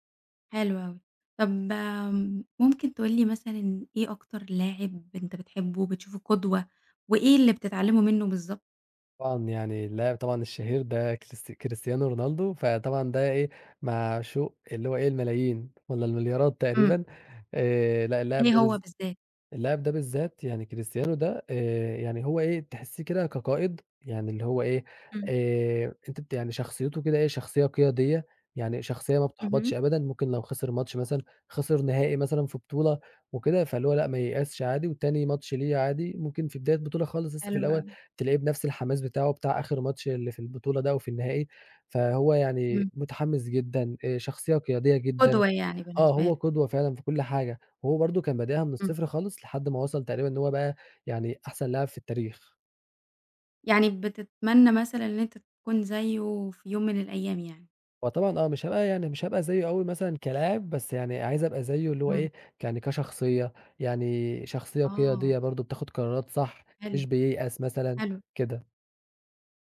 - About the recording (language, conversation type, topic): Arabic, podcast, إيه أكتر هواية بتحب تمارسها وليه؟
- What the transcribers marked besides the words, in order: none